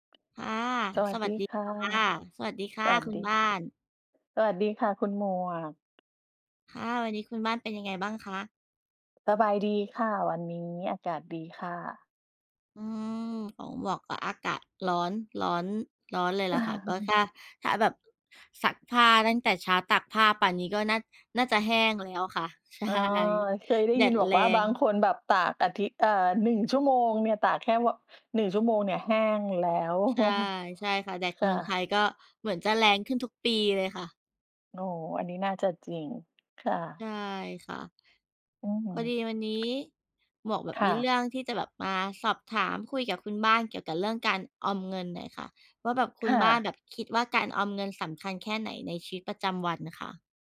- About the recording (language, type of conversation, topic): Thai, unstructured, คุณคิดว่าการออมเงินสำคัญแค่ไหนในชีวิตประจำวัน?
- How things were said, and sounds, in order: chuckle; other noise; laughing while speaking: "ใช่"; chuckle; tapping